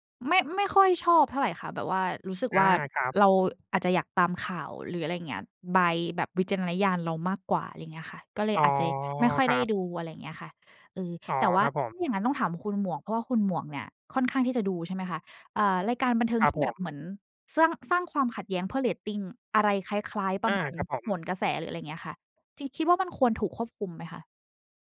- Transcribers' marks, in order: none
- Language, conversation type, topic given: Thai, unstructured, รายการบันเทิงที่จงใจสร้างความขัดแย้งเพื่อเรียกเรตติ้งควรถูกควบคุมหรือไม่?